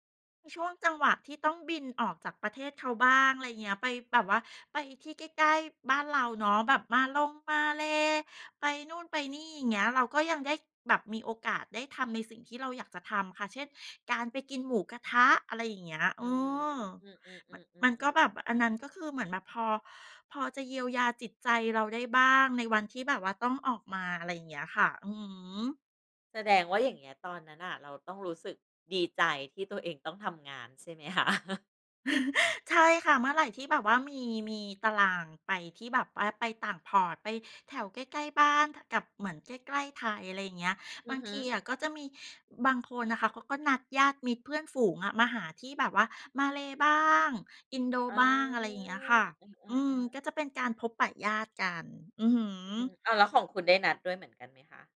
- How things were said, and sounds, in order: other background noise; laughing while speaking: "คะ ?"; chuckle; in English: "Port"; drawn out: "อ๋อ"
- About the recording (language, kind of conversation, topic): Thai, podcast, เล่าประสบการณ์การปรับตัวเมื่อต้องย้ายไปอยู่ที่ใหม่ได้ไหม?